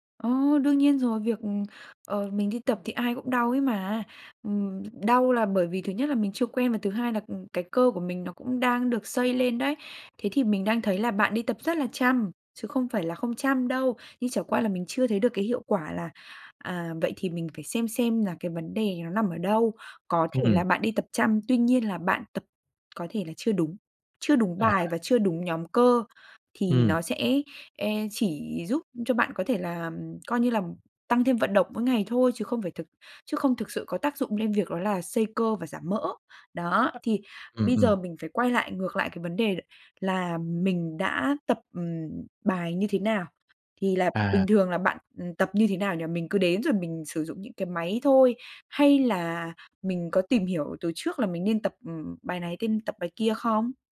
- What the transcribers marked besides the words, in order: tapping; other noise
- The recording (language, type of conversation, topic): Vietnamese, advice, Làm thế nào để duy trì thói quen tập luyện lâu dài khi tôi hay bỏ giữa chừng?